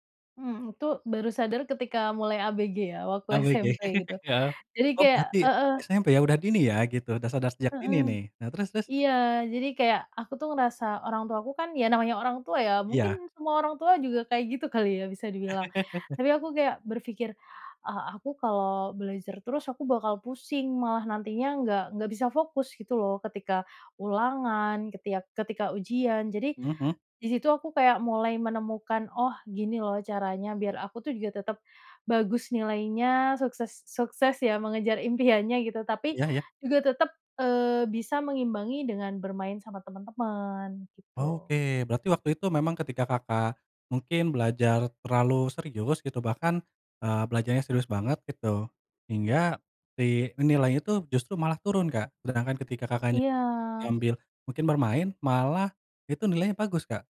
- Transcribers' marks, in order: chuckle; laugh
- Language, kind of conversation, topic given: Indonesian, podcast, Bagaimana kamu menjaga kesehatan mental sambil mengejar kesuksesan?